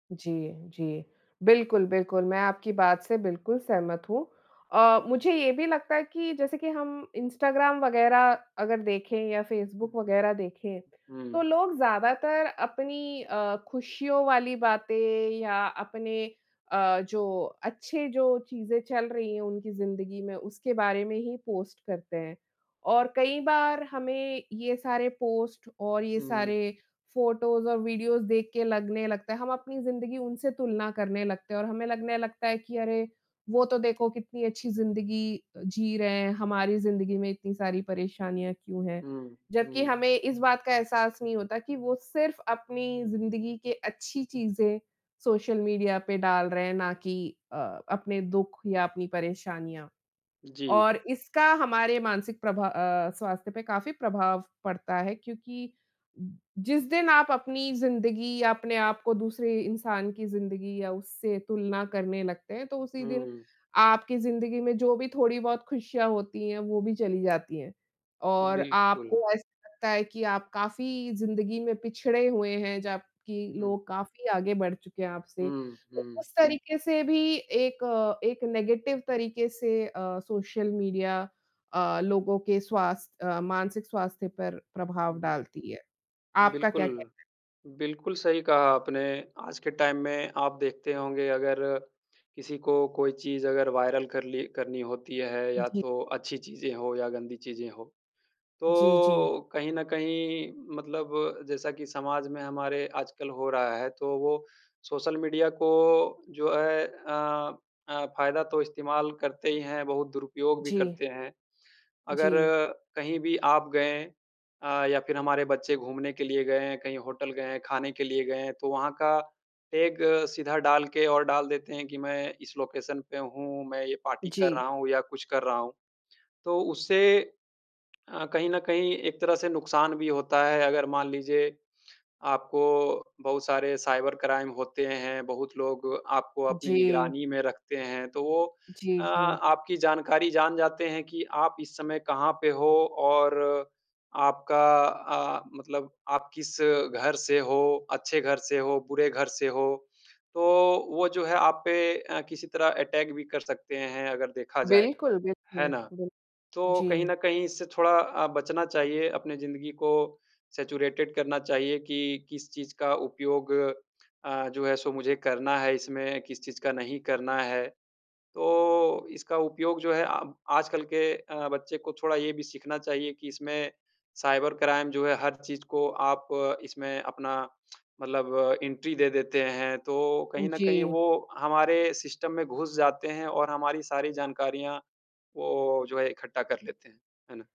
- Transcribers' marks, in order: in English: "फ़ोटोज़"; in English: "वीडियोज़"; in English: "टाइम"; in English: "वायरल"; in English: "टैग"; in English: "लोकेशन"; in English: "साइबर क्राइम"; in English: "अटैक"; in English: "सैचुरेटेड"; in English: "साइबर क्राइम"; in English: "एंट्री"; in English: "सिस्टम"
- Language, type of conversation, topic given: Hindi, unstructured, आपके जीवन में सोशल मीडिया ने क्या बदलाव लाए हैं?